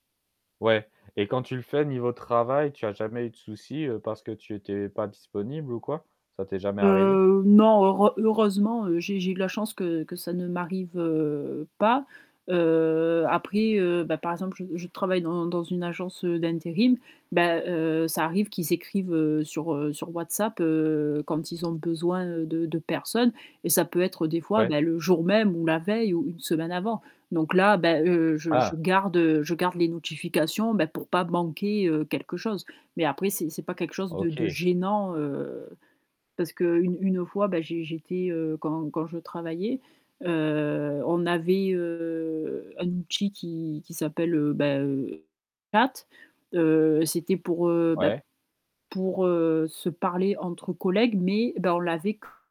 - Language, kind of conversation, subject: French, podcast, Comment fais-tu pour ne pas te laisser submerger par les notifications ?
- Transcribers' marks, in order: static; unintelligible speech; tapping